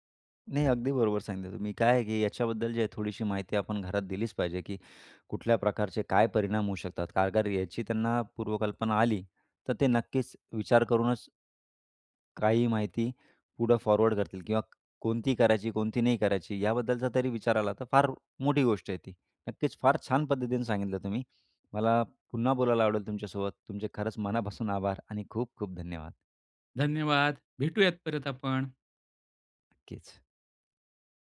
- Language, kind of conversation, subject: Marathi, podcast, सोशल मीडियावरील माहिती तुम्ही कशी गाळून पाहता?
- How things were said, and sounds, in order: other noise; tapping